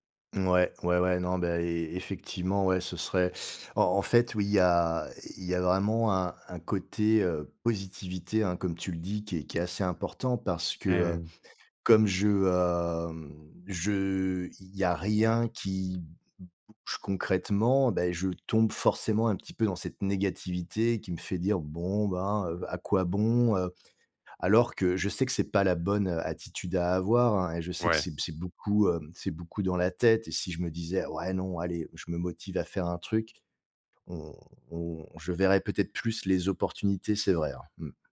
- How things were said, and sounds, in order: other background noise
- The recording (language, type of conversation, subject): French, advice, Comment surmonter la fatigue et la démotivation au quotidien ?